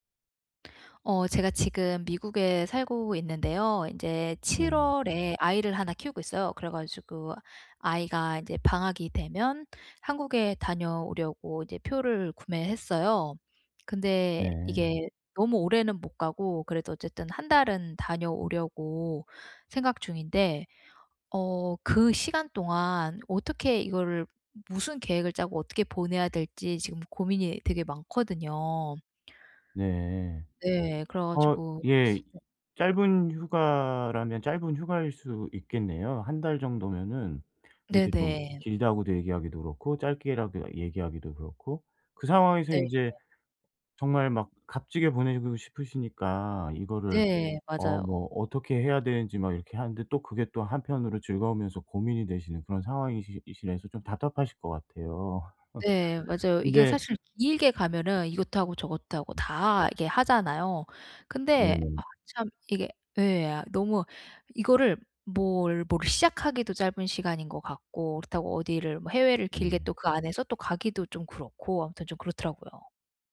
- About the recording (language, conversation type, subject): Korean, advice, 짧은 휴가 기간을 최대한 효율적이고 알차게 보내려면 어떻게 계획하면 좋을까요?
- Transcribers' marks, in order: teeth sucking; other background noise; unintelligible speech; laugh; tapping